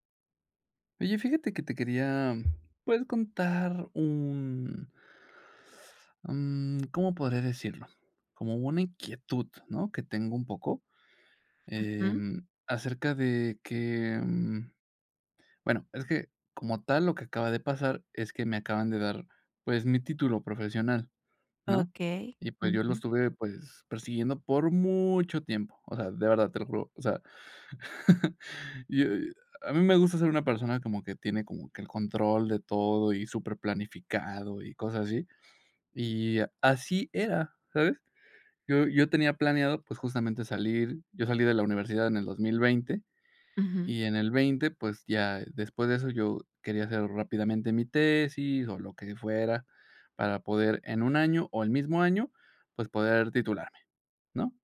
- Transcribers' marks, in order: inhale; stressed: "mucho tiempo"; chuckle
- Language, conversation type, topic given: Spanish, advice, ¿Cómo puedo compartir mis logros sin parecer que presumo?